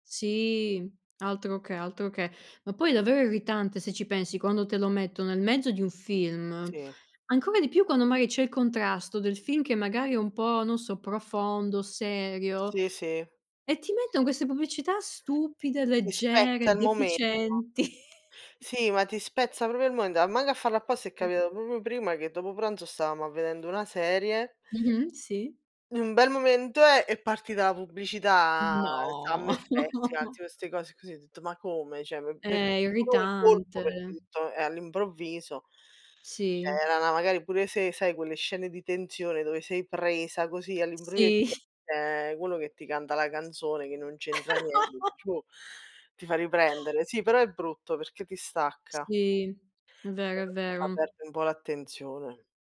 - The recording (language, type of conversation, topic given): Italian, unstructured, Ti dà fastidio quando la pubblicità rovina un film?
- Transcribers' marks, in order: "proprio" said as "propio"; chuckle; tapping; "momento" said as "momendo"; other noise; "proprio" said as "propo"; drawn out: "pubblicità"; drawn out: "No"; chuckle; "Cioè" said as "ceh"; unintelligible speech; "Cioè" said as "ceh"; laughing while speaking: "Sì"; laugh